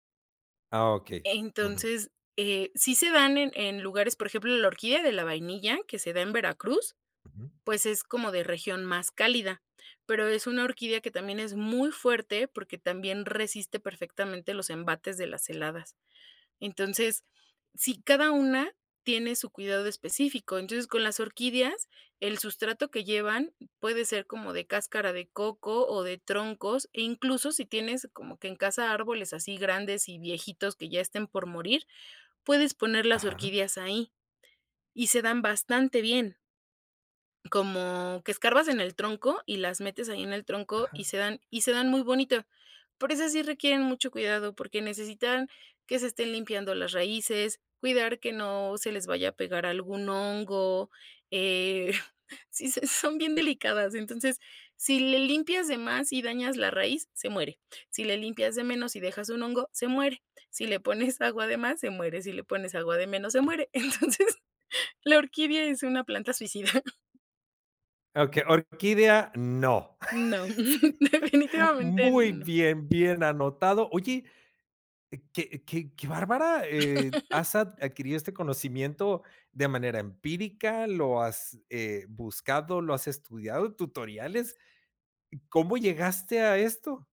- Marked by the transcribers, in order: chuckle; laughing while speaking: "son"; laughing while speaking: "entonces"; chuckle; laugh; laughing while speaking: "Sí"; chuckle; laugh
- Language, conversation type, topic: Spanish, podcast, ¿Qué descubriste al empezar a cuidar plantas?